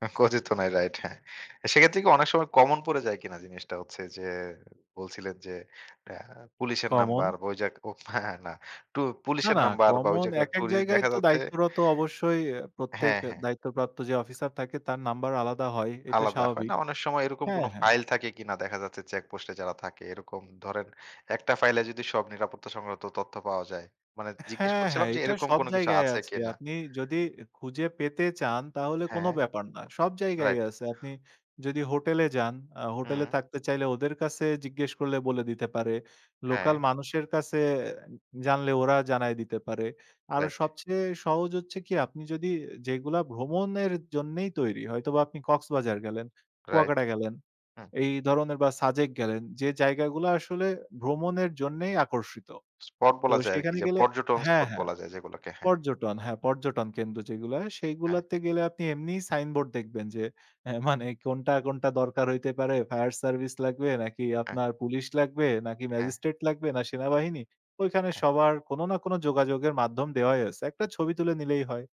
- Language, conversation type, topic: Bengali, podcast, ভ্রমণের সময় নিরাপত্তা নিশ্চিত করতে আপনার মতে সবচেয়ে কাজে লাগে এমন অভ্যাস কোনটি?
- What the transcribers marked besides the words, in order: laughing while speaking: "এক ও হ্যাঁ, হ্যাঁ না"; other background noise; laughing while speaking: "মানে"